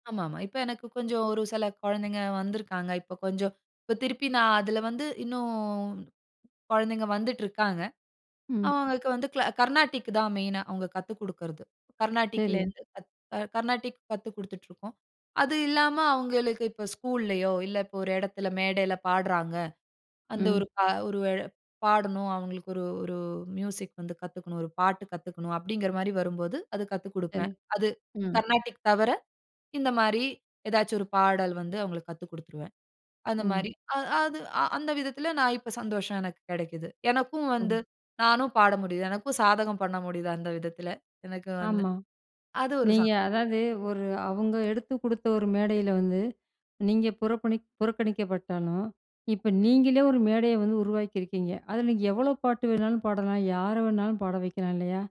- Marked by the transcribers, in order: other background noise
- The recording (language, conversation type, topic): Tamil, podcast, ஒரு மிகப் பெரிய தோல்வியிலிருந்து நீங்கள் கற்றுக்கொண்ட மிக முக்கியமான பாடம் என்ன?